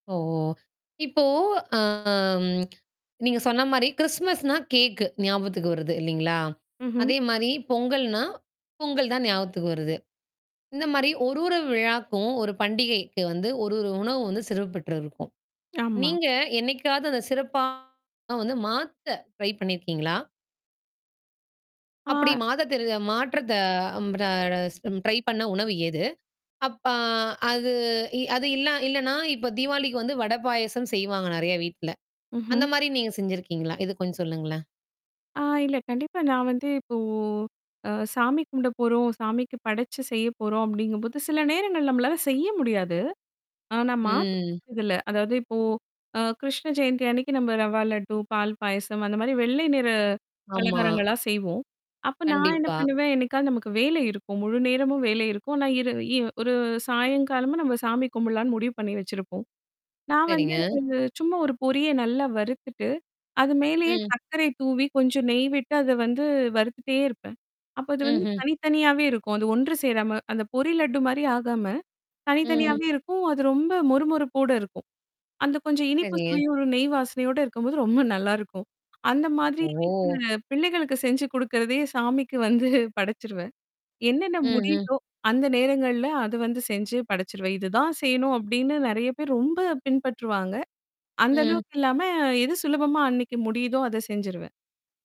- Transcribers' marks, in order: drawn out: "அ ம்"; other noise; distorted speech; unintelligible speech; in English: "ட்ரை"; "மாற்ற" said as "மாக"; in English: "ட்ரை"; drawn out: "அப்ப அது"; drawn out: "இப்போ"; unintelligible speech; drawn out: "ம்"; mechanical hum; laughing while speaking: "ரொம்ப நல்லா இருக்கும்"; unintelligible speech; drawn out: "ஓ!"; laughing while speaking: "சாமிக்கு வந்து"
- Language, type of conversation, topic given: Tamil, podcast, பண்டிகைக் காலத்தில் உங்கள் வீட்டில் உணவுக்காகப் பின்பற்றும் சிறப்பு நடைமுறைகள் என்னென்ன?